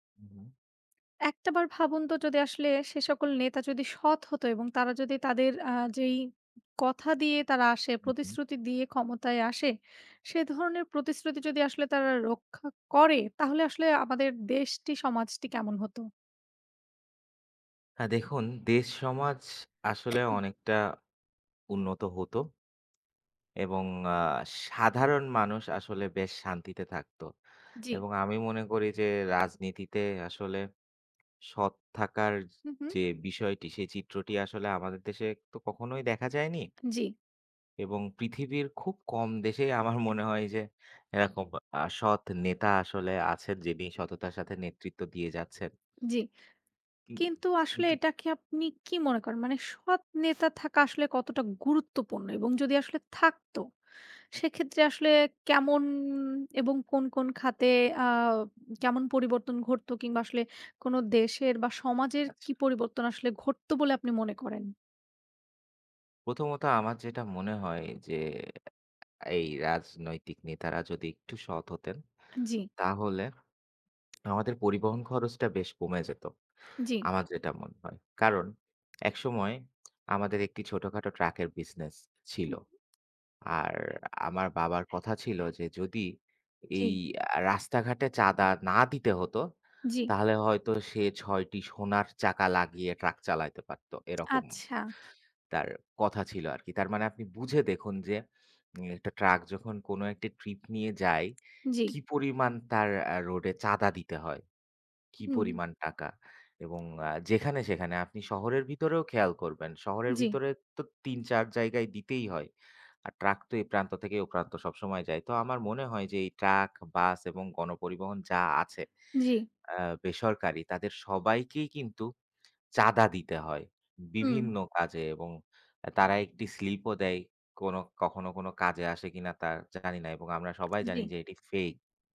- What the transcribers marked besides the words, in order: sneeze; lip smack; lip smack
- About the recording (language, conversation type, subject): Bengali, unstructured, রাজনীতিতে সৎ নেতৃত্বের গুরুত্ব কেমন?